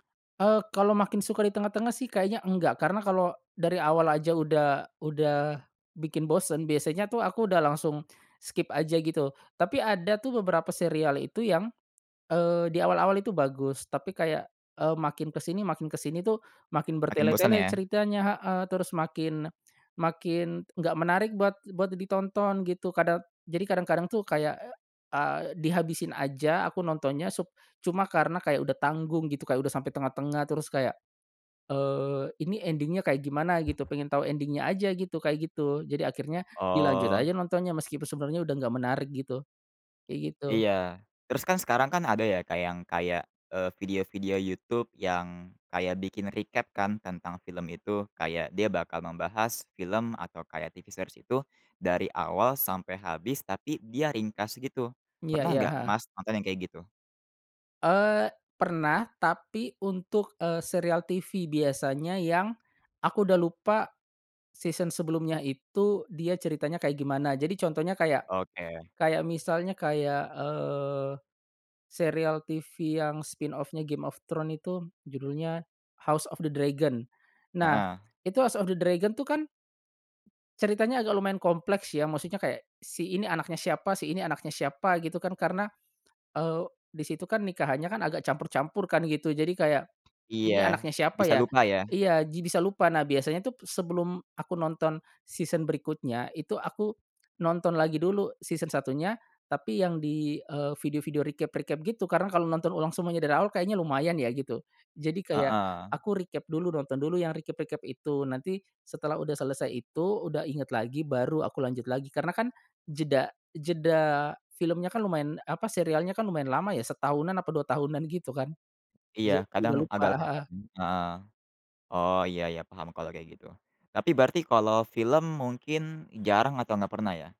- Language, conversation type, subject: Indonesian, podcast, Bagaimana pengalamanmu menonton film di bioskop dibandingkan di rumah?
- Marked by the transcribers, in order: in English: "skip"; in English: "ending-nya"; in English: "ending-nya"; other background noise; in English: "recap"; in English: "series"; in English: "season"; in English: "spinoff-nya"; in English: "season"; in English: "season"; in English: "recap-recap"; in English: "recap"; in English: "recap-recap"; other weather sound